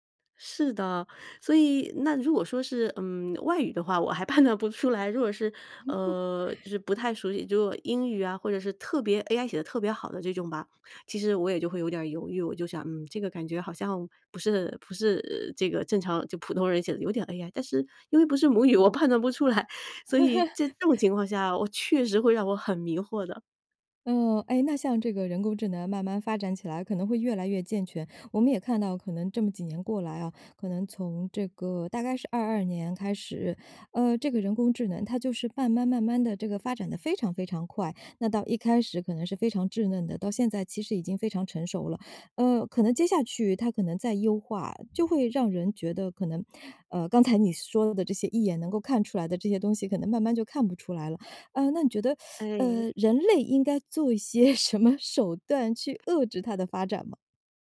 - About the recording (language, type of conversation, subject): Chinese, podcast, 在网上如何用文字让人感觉真实可信？
- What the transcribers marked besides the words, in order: laughing while speaking: "判断不出来"; chuckle; laughing while speaking: "不是母语，我判断不出来"; laugh; laughing while speaking: "刚才"; teeth sucking; laughing while speaking: "一些什么手段"; chuckle